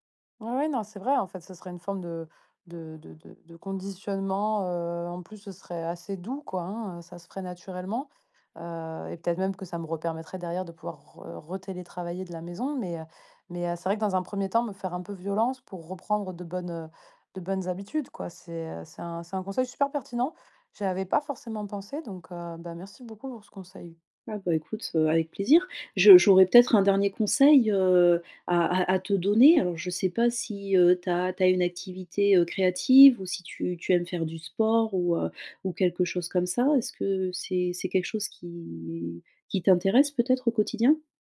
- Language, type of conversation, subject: French, advice, Pourquoi est-ce que je procrastine malgré de bonnes intentions et comment puis-je rester motivé sur le long terme ?
- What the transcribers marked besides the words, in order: drawn out: "qui"